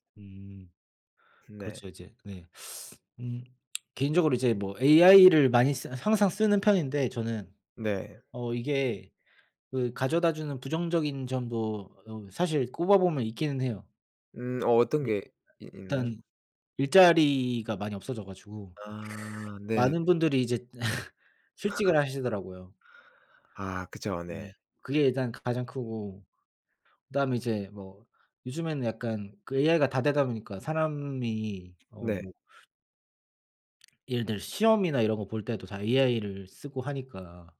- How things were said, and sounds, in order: teeth sucking; tsk; other noise; tapping; teeth sucking; laugh
- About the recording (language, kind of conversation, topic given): Korean, unstructured, 미래에 어떤 모습으로 살고 싶나요?